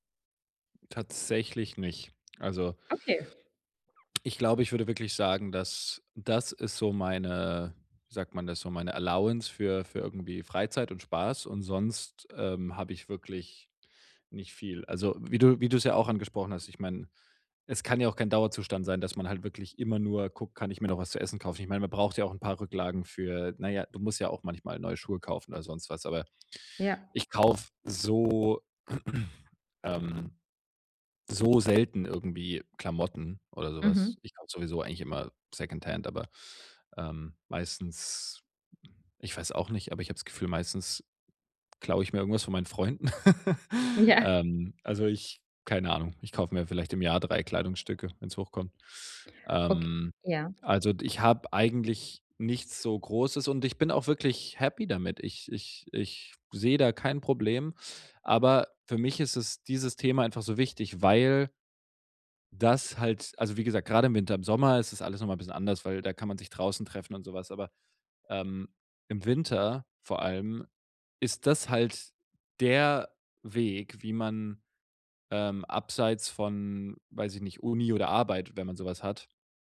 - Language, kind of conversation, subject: German, advice, Wie kann ich im Alltag bewusster und nachhaltiger konsumieren?
- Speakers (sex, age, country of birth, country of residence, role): female, 30-34, Germany, Germany, advisor; male, 25-29, Germany, Germany, user
- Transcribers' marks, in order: in English: "Allowance"; throat clearing; tapping; laugh